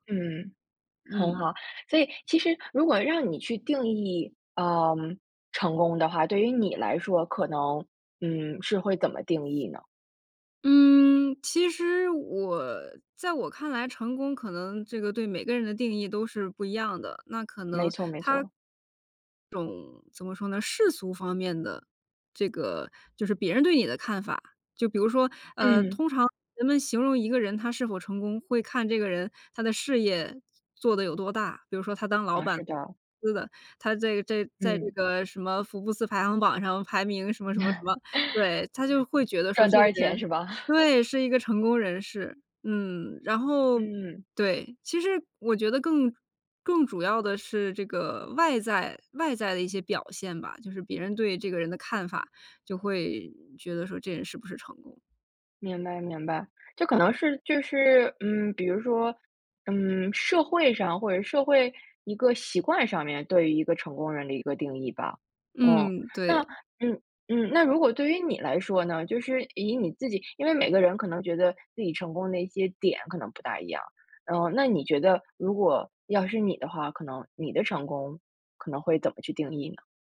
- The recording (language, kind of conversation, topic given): Chinese, podcast, 你会如何在成功与幸福之间做取舍？
- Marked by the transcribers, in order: laugh; chuckle